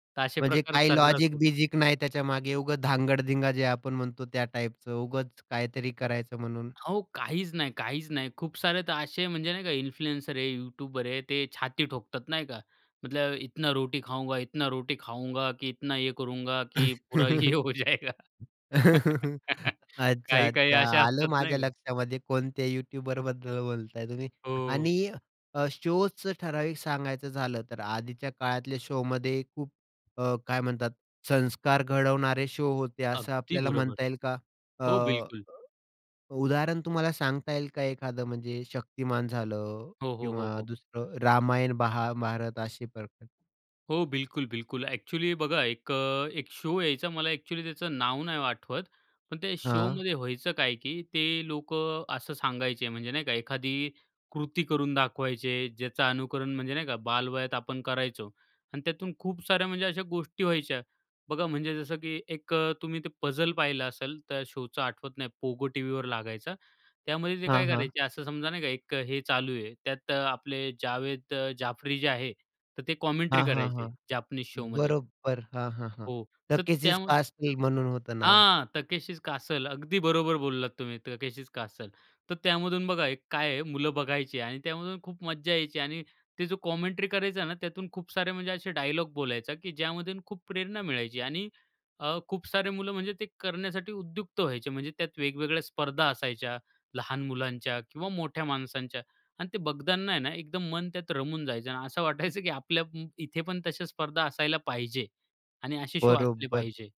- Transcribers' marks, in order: in English: "इन्फ्लुएन्सर"; in Hindi: "मतलब इतना रोटी खाऊंगा, इतना … ये हो जायेगा"; chuckle; other noise; chuckle; laughing while speaking: "पुरा ये हो जायेगा"; laugh; in English: "शोचं"; in English: "शोमध्ये"; in English: "शो"; in English: "शो"; in English: "शोमध्ये"; in English: "पझल"; in English: "शोचं"; in English: "शोमध्ये"; in English: "कॉमेंट्री"; laughing while speaking: "वाटायचं"; in English: "शो"
- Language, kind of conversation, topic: Marathi, podcast, लहानपणीचा आवडता दूरदर्शन कार्यक्रम कोणता होता आणि तो तुम्हाला का आवडायचा?